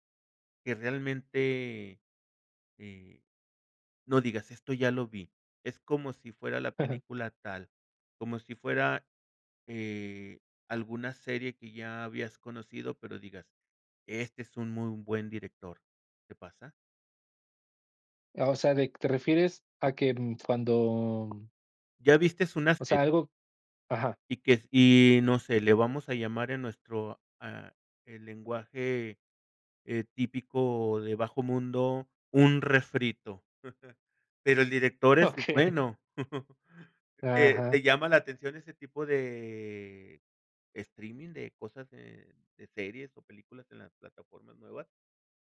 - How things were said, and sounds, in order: tapping; chuckle; "viste" said as "vistes"; other background noise; chuckle; laughing while speaking: "Okey"; chuckle
- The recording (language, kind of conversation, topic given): Spanish, podcast, ¿Cómo eliges qué ver en plataformas de streaming?